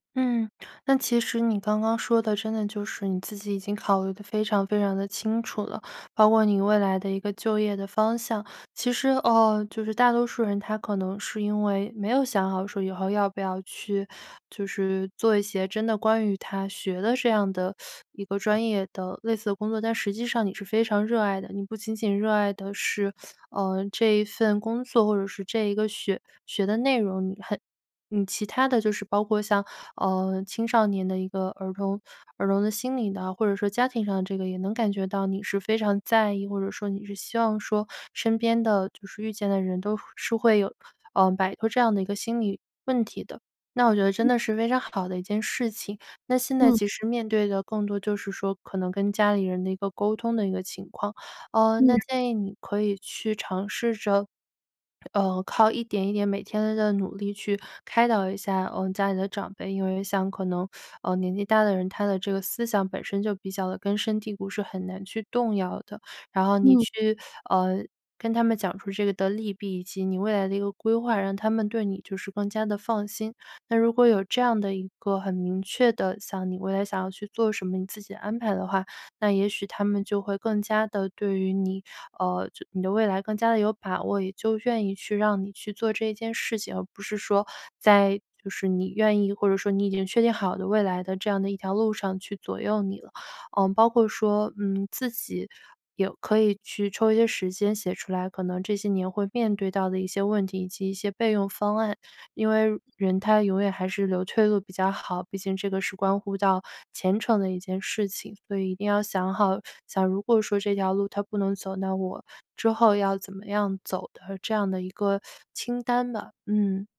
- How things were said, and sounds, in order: teeth sucking; other background noise; teeth sucking; teeth sucking; teeth sucking
- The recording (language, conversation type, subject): Chinese, advice, 我该选择回学校继续深造，还是继续工作？